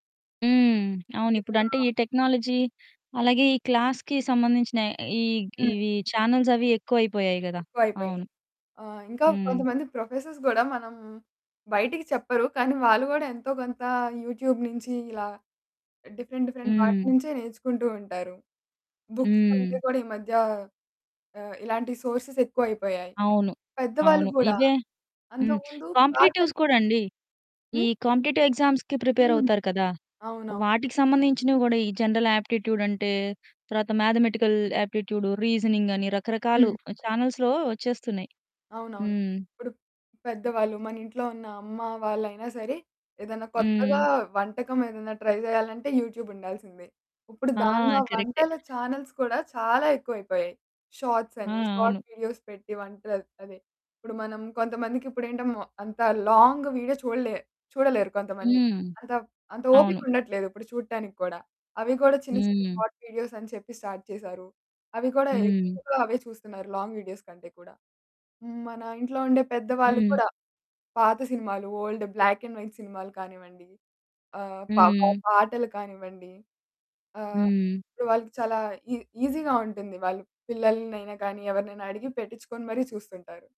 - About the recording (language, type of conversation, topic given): Telugu, podcast, సోషల్ మీడియా మీ రోజువారీ జీవితం మీద ఎలా ప్రభావం చూపింది?
- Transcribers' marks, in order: in English: "టెక్నాలజీ"; in English: "క్లాస్‌కి"; other background noise; in English: "ప్రొఫెసర్స్"; in English: "యూట్యూబ్"; in English: "డిఫరెంట్, డిఫరెంట్"; in English: "బుక్స్"; in English: "సోర్సెస్"; in English: "కాంపిటీటివ్స్"; in English: "కాంపిటీటివ్ ఎగ్జామ్స్‌కి"; in English: "జనరల్ ఆప్టిట్యూడ్"; in English: "మ్యాథమెటికల్"; in English: "ఛానెల్స్‌లో"; in English: "ట్రై"; in English: "యూట్యూబ్"; in English: "చానెల్స్"; in English: "షార్ట్ వీడియోస్"; in English: "లాంగ్ వీడియో"; in English: "షార్ట్ వీడియోస్"; in English: "స్టార్ట్"; in English: "లాంగ్ వీడియోస్"; in English: "ఓల్డ్, బ్లాక్ అండ్ వైట్"; in English: "ఈ ఈసీగా"